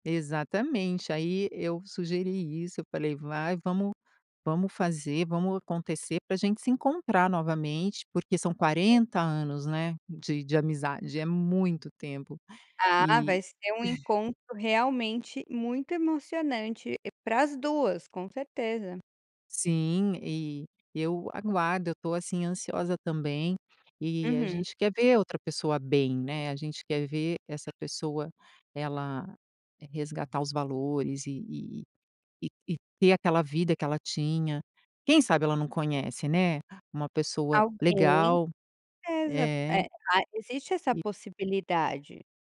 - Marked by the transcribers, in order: other background noise; chuckle
- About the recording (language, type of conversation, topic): Portuguese, podcast, Como você ajuda alguém que se sente sozinho?